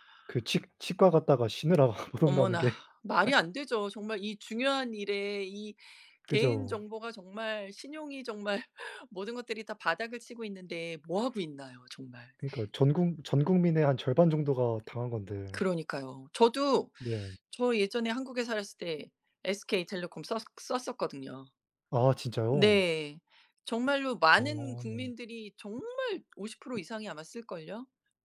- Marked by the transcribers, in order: laughing while speaking: "쉬느라 못 온다는 게"; tapping; laugh; other background noise; laughing while speaking: "정말"
- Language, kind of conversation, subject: Korean, unstructured, 기술 발전으로 개인정보가 위험해질까요?